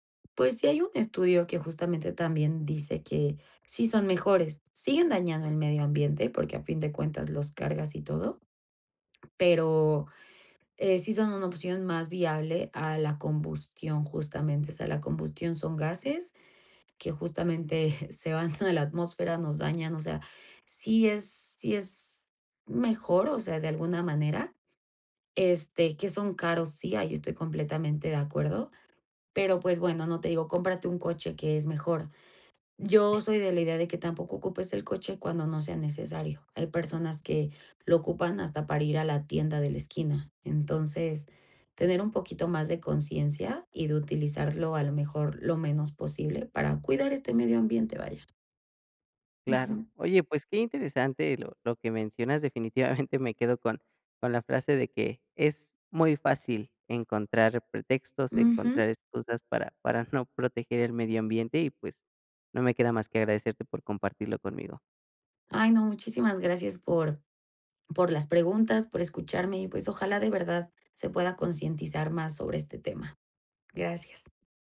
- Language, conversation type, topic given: Spanish, podcast, ¿Cómo reducirías tu huella ecológica sin complicarte la vida?
- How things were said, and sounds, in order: other background noise